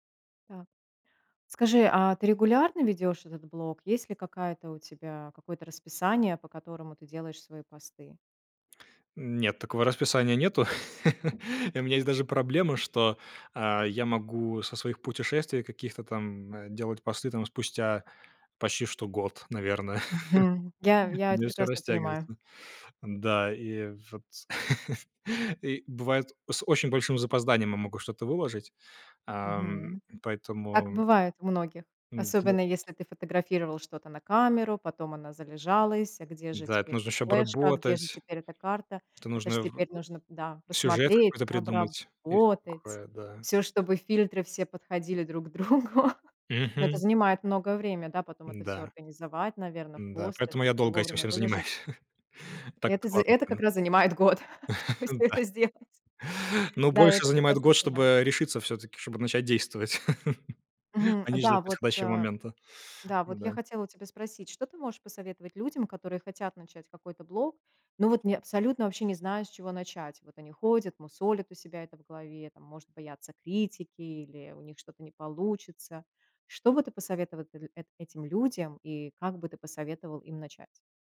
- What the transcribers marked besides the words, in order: chuckle; chuckle; laugh; laughing while speaking: "другу"; laughing while speaking: "занимаюсь"; laughing while speaking: "год, чтобы всё это сделать"; laugh; gasp; laugh; "посоветовал" said as "посоветова"
- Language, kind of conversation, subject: Russian, podcast, Чем полезно ведение дневника или творческого блога?